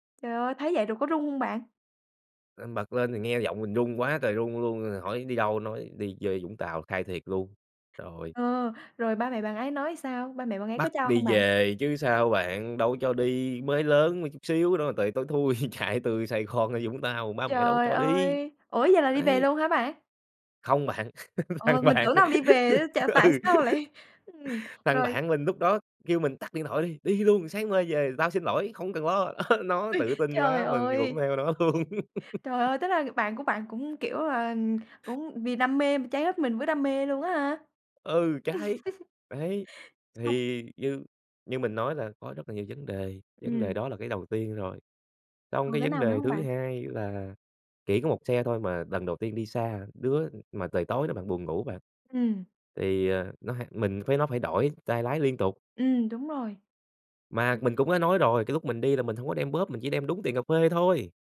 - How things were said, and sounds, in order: tapping; other background noise; chuckle; laughing while speaking: "chạy"; laughing while speaking: "Gòn"; laugh; laughing while speaking: "Thằng bạn ừ"; laugh; laugh; laughing while speaking: "luôn"; laugh; laugh
- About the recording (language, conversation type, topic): Vietnamese, podcast, Bạn có thể kể về một chuyến phiêu lưu bất ngờ mà bạn từng trải qua không?